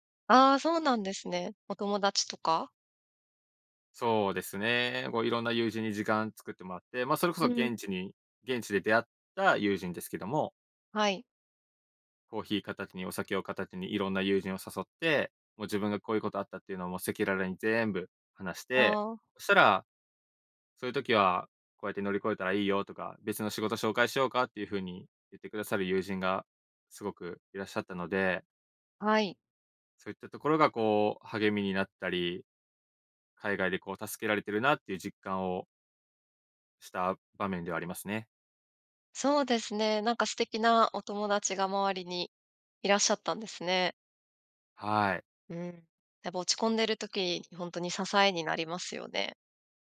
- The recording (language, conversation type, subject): Japanese, podcast, 初めて一人でやり遂げたことは何ですか？
- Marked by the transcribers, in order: none